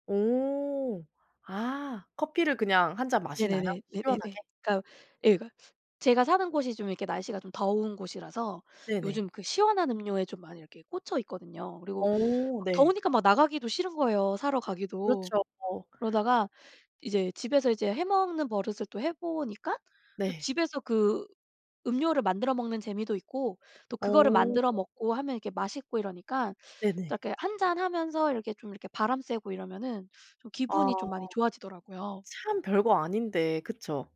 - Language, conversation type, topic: Korean, unstructured, 스트레스를 받을 때 어떻게 대처하시나요?
- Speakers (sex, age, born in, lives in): female, 30-34, South Korea, South Korea; female, 40-44, South Korea, United States
- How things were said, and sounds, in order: tapping; unintelligible speech